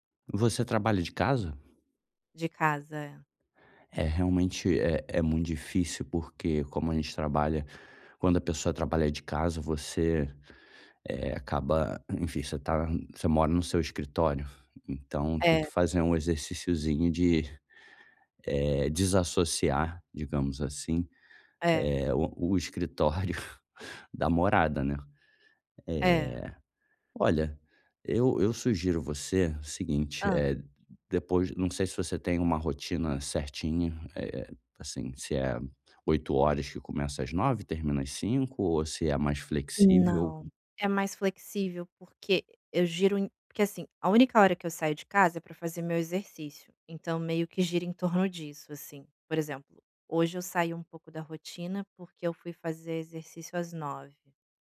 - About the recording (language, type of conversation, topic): Portuguese, advice, Como posso equilibrar o descanso e a vida social nos fins de semana?
- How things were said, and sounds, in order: none